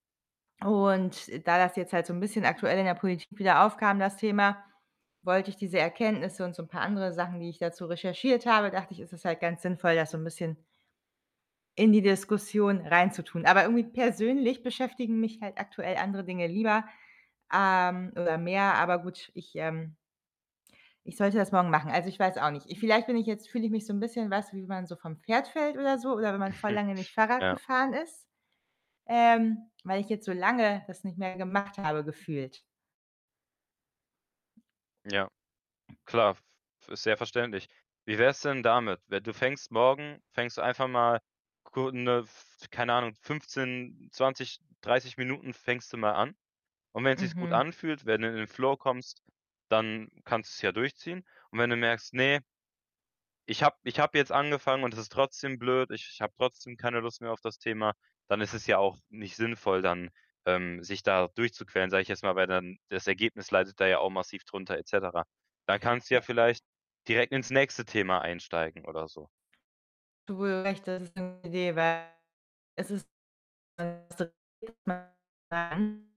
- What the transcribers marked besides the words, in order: other background noise; distorted speech; chuckle; tapping; unintelligible speech; unintelligible speech
- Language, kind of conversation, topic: German, advice, Wie kann ich meinen Perfektionismus loslassen, um besser zu entspannen und mich zu erholen?